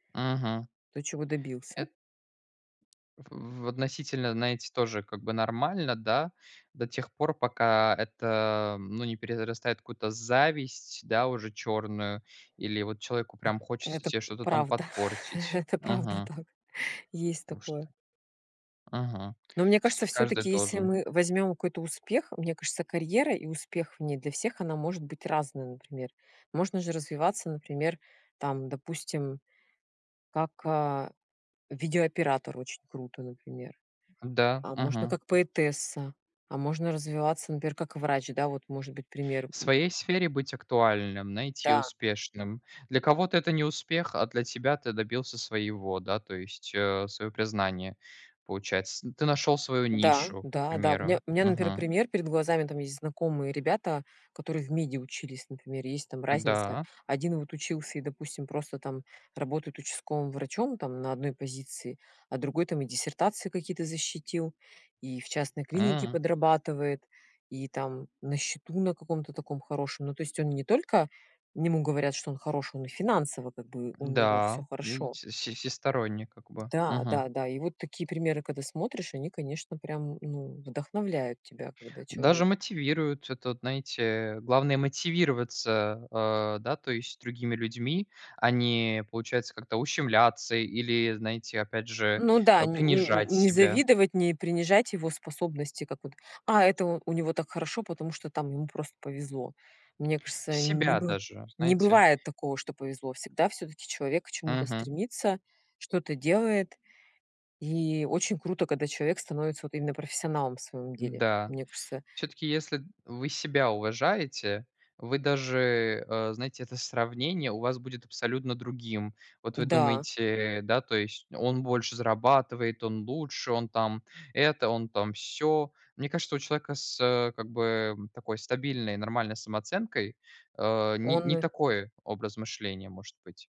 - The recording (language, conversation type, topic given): Russian, unstructured, Что для тебя значит успех в карьере?
- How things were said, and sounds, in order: tapping; chuckle; laughing while speaking: "Это правда так"; "ему" said as "нему"